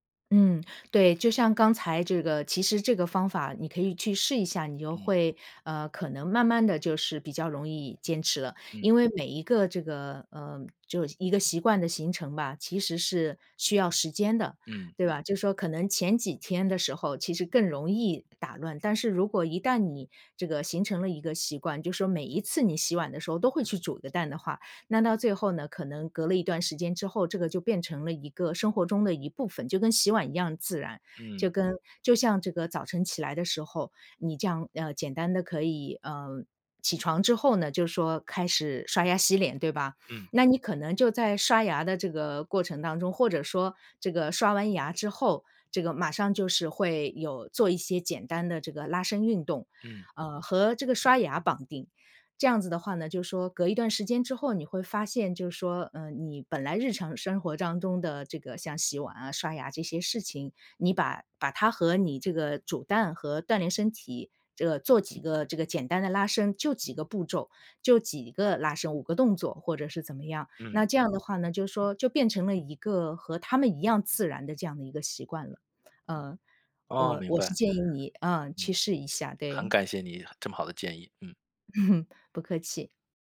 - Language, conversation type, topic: Chinese, advice, 你想如何建立稳定的晨间习惯并坚持下去？
- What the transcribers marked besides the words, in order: laugh